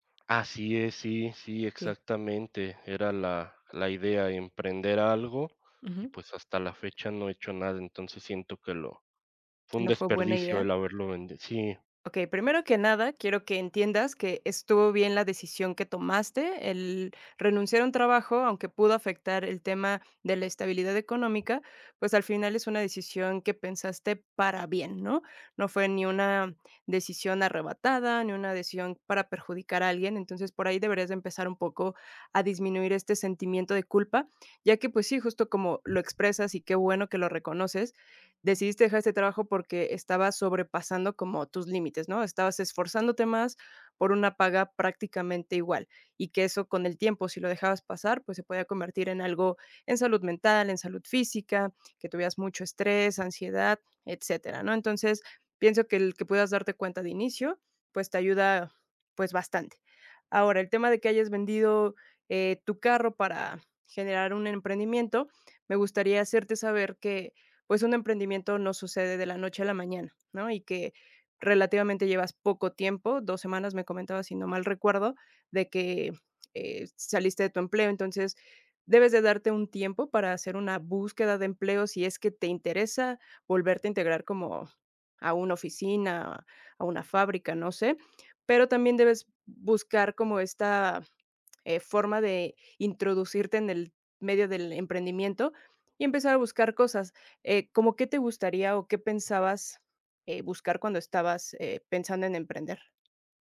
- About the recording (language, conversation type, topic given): Spanish, advice, ¿Cómo puedo manejar un sentimiento de culpa persistente por errores pasados?
- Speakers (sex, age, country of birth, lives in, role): female, 35-39, Mexico, Mexico, advisor; male, 30-34, Mexico, Mexico, user
- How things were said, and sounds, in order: other background noise; tapping